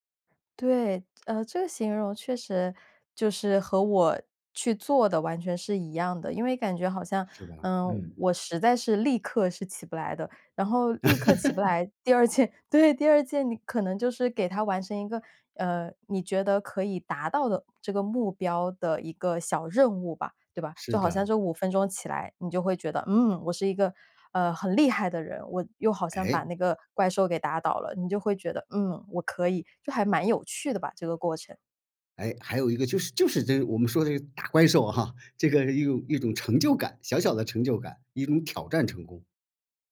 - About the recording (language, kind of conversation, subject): Chinese, podcast, 你在拖延时通常会怎么处理？
- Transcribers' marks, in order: laughing while speaking: "第二 件"; laugh